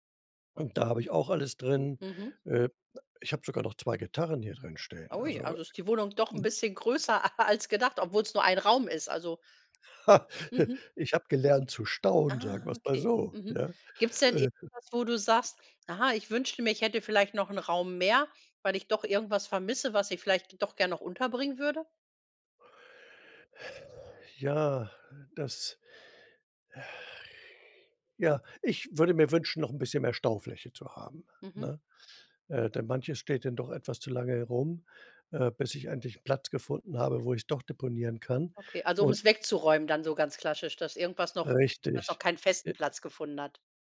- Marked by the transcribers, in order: laughing while speaking: "a"; laugh; chuckle; other noise
- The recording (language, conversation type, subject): German, podcast, Wie schaffst du Platz in einer kleinen Wohnung?